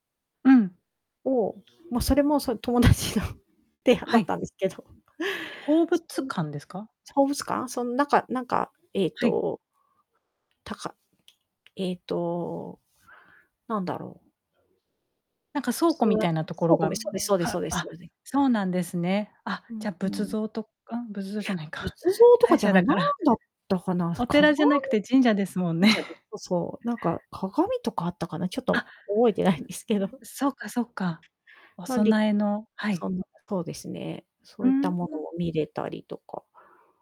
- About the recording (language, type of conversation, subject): Japanese, podcast, 一番印象に残っている旅の思い出は何ですか？
- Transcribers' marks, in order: tapping; background speech; laughing while speaking: "友達の提案だったんですけど"; distorted speech; unintelligible speech; unintelligible speech; laughing while speaking: "大社だから"; laugh